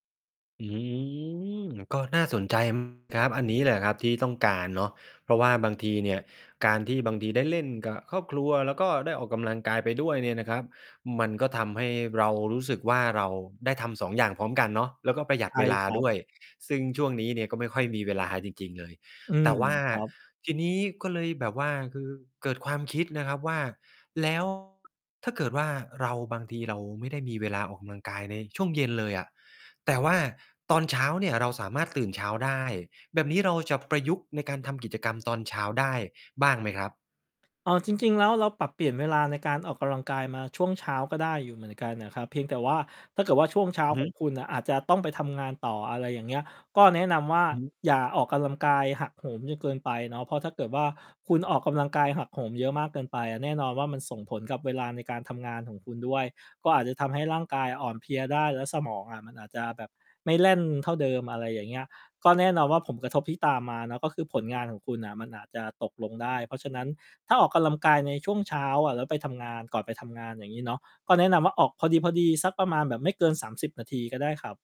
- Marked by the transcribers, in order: drawn out: "อื้อฮือ"; distorted speech; "ออกกำลังกาย" said as "ออกกะลัมกาย"; static; "ผล" said as "ผม"; "ออกกำลังกาย" said as "ออกกะลัมกาย"
- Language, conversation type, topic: Thai, advice, ฉันจะหาเวลาออกกำลังกายได้อย่างไรในเมื่อมีภาระงานและครอบครัว?
- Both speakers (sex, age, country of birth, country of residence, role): male, 35-39, Thailand, Thailand, advisor; male, 35-39, Thailand, Thailand, user